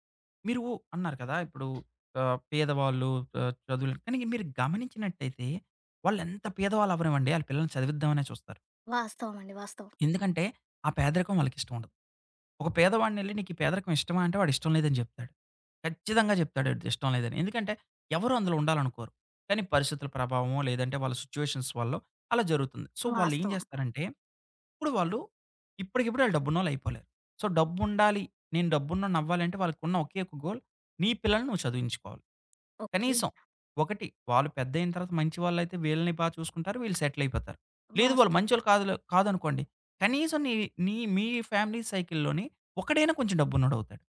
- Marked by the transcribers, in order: tapping; in English: "సిట్యుయేషన్స్"; in English: "సో"; other background noise; in English: "సో"; in English: "గోల్"; in English: "ఫ్యామిలీ సైకిల్"
- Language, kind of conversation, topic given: Telugu, podcast, డబ్బు లేదా స్వేచ్ఛ—మీకు ఏది ప్రాధాన్యం?